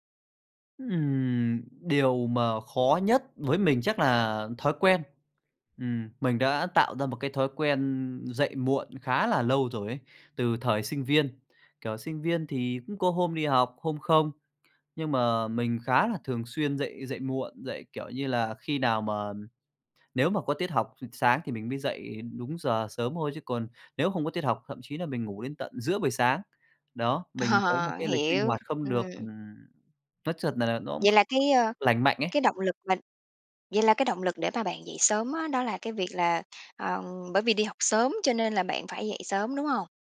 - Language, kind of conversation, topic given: Vietnamese, podcast, Bạn làm thế nào để duy trì động lực lâu dài khi muốn thay đổi?
- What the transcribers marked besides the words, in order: tapping; laughing while speaking: "Ờ"